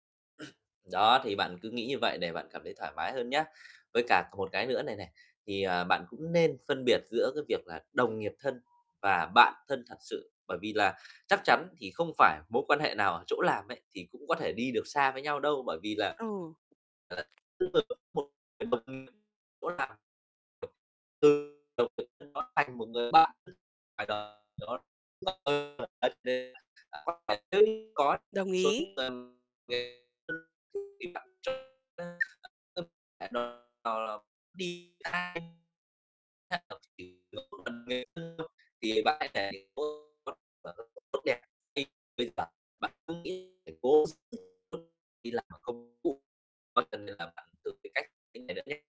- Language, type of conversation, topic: Vietnamese, advice, Mình nên làm gì khi mối quan hệ bạn bè thay đổi?
- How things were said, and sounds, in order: cough; tapping; distorted speech; unintelligible speech; unintelligible speech; unintelligible speech